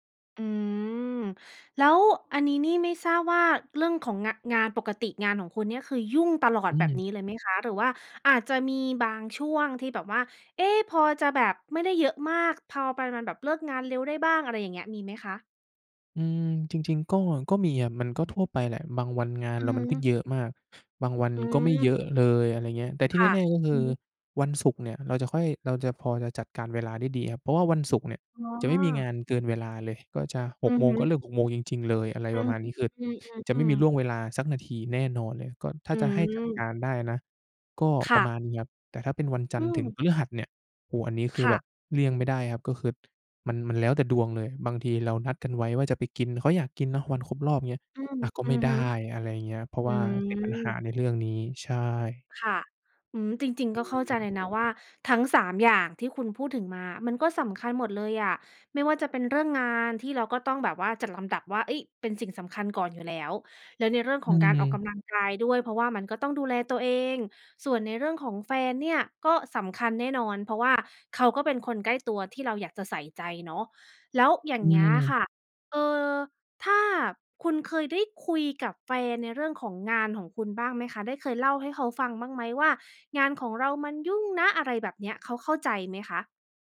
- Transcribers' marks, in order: other background noise
- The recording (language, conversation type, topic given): Thai, advice, ฉันจะหาเวลาออกกำลังกายได้อย่างไรในเมื่อมีงานและต้องดูแลครอบครัว?